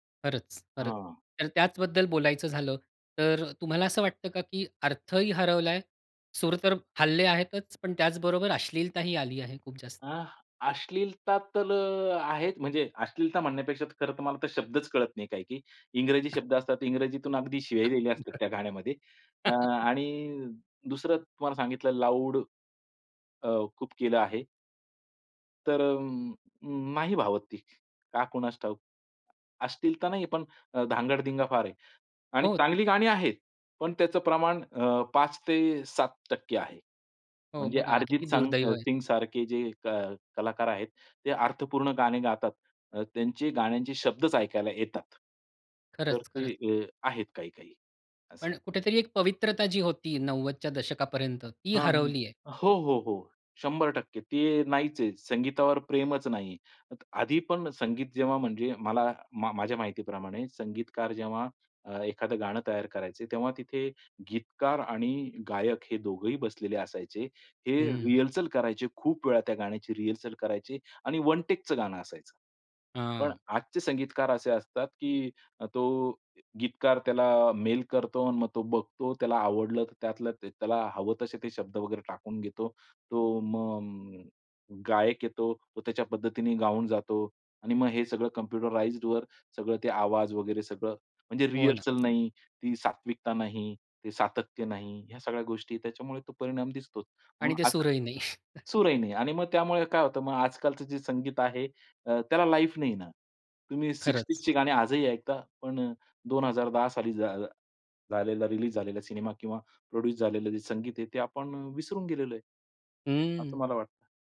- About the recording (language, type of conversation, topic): Marathi, podcast, कोणत्या कलाकाराचं संगीत तुला विशेष भावतं आणि का?
- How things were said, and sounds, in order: tapping; other background noise; unintelligible speech; chuckle; in English: "लाउड"; in English: "रिहर्सल"; in English: "रिहर्सल"; in English: "वन टेकचं"; in English: "कम्प्युटराईज्डवर"; in English: "रिहर्सल"; chuckle; in English: "लाईफ"; in English: "सिक्सटीजची"; in English: "प्रोड्यूस"